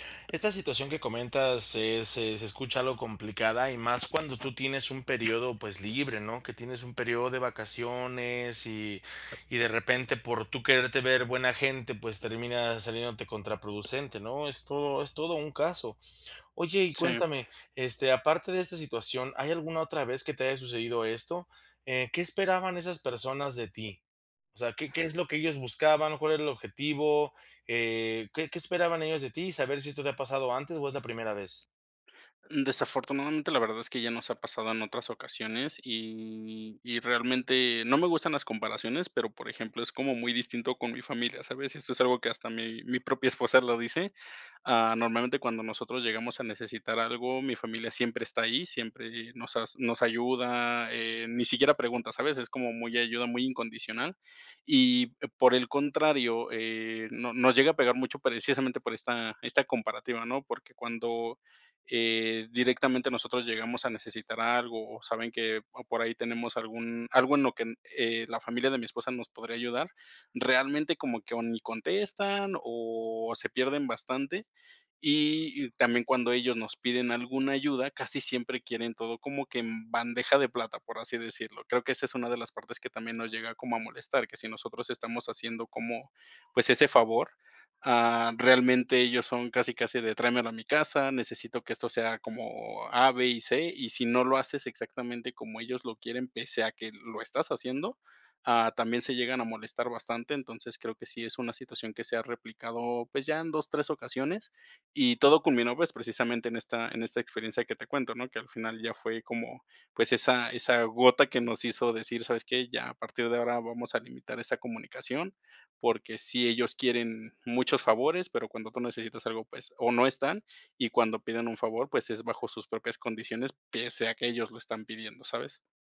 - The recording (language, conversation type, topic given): Spanish, advice, ¿Cómo puedo manejar la culpa por no poder ayudar siempre a mis familiares?
- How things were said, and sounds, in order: other background noise; other noise